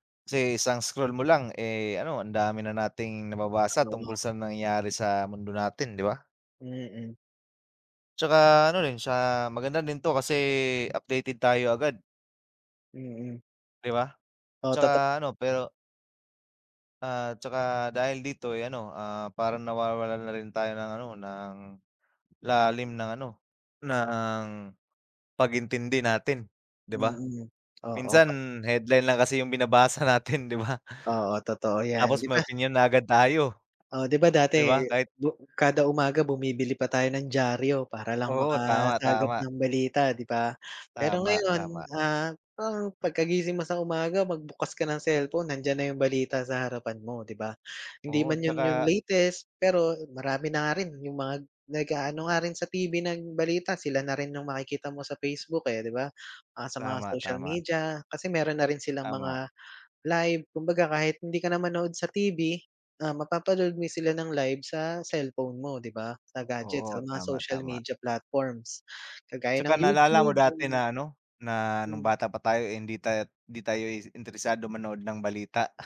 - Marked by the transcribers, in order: other background noise
- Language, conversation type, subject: Filipino, unstructured, Ano ang palagay mo sa epekto ng midyang panlipunan sa balita?